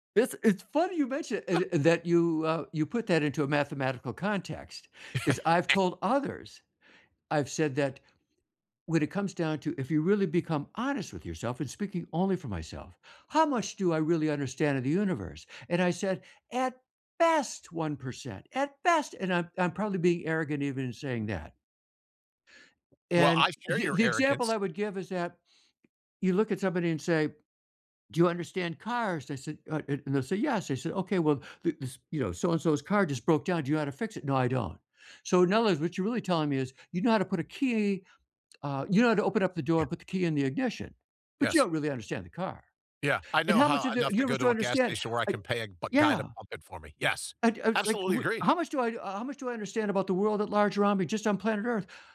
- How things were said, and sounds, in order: chuckle; chuckle
- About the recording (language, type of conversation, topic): English, unstructured, How do you feel when you hear about natural disasters in the news?
- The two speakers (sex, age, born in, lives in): male, 65-69, United States, United States; male, 75-79, United States, United States